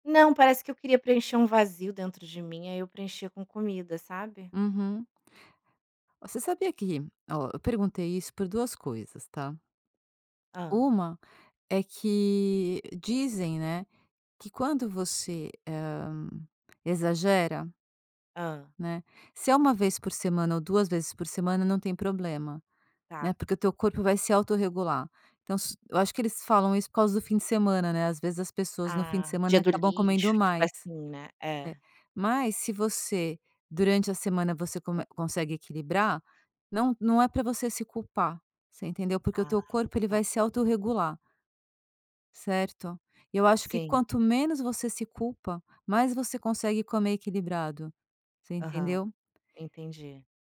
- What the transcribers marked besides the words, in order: tapping
- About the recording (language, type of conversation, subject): Portuguese, advice, Como você se sente ao sentir culpa ou vergonha depois de comer demais em um dia difícil?